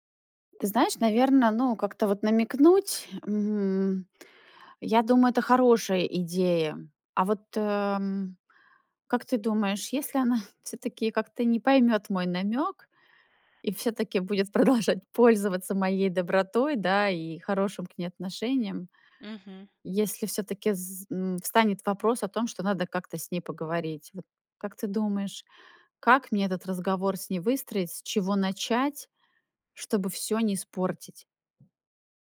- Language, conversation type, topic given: Russian, advice, С какими трудностями вы сталкиваетесь при установлении личных границ в дружбе?
- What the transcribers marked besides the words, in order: laughing while speaking: "она"; laughing while speaking: "продолжать"; tapping